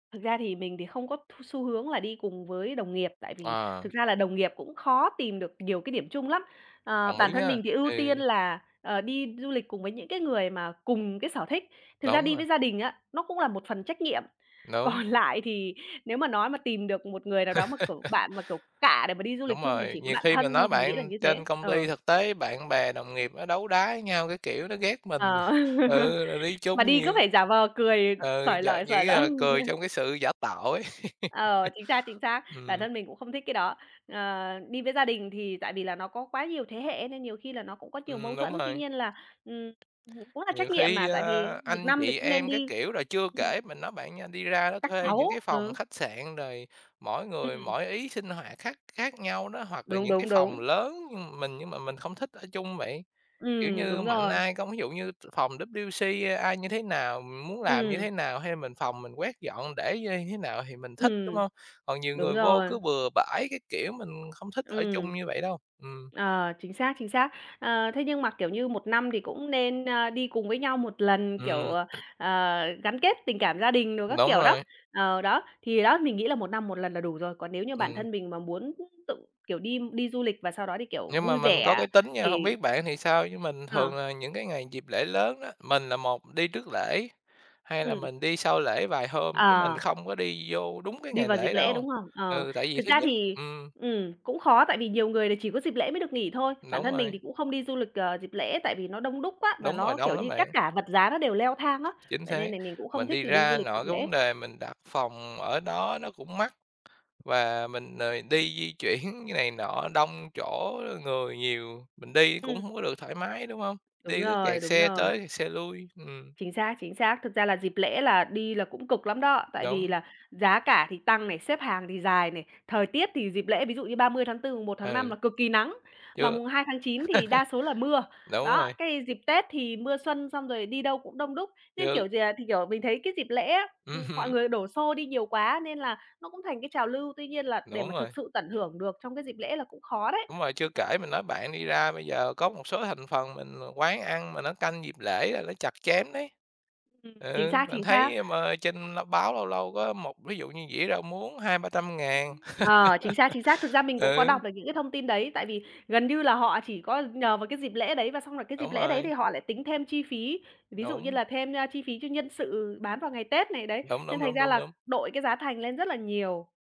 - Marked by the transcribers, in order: laughing while speaking: "còn"; laugh; laugh; laugh; tapping; laughing while speaking: "lởi"; laugh; laugh; throat clearing; other background noise; laughing while speaking: "chuyển"; laugh; laughing while speaking: "hứm"; laugh
- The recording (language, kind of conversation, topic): Vietnamese, unstructured, Bạn có nhớ chuyến du lịch đầu tiên của mình không, và khi đó bạn đã cảm thấy thế nào?